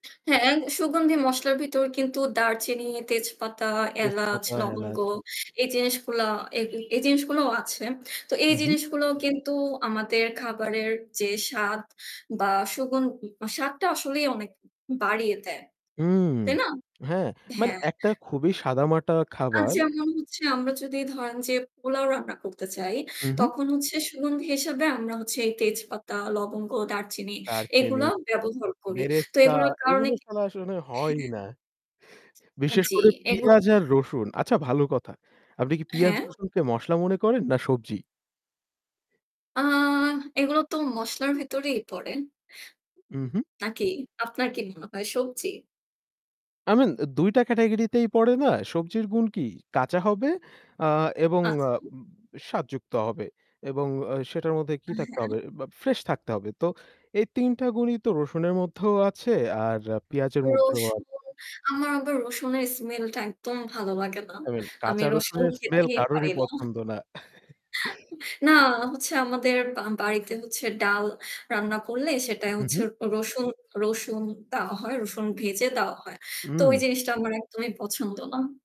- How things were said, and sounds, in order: static; horn; unintelligible speech; drawn out: "আ"; tapping; in English: "আই মিন"; other noise; in English: "আই মিন"; laugh; chuckle; laugh
- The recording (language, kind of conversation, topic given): Bengali, unstructured, সুগন্ধি মসলা কীভাবে খাবারের স্বাদ বাড়ায়?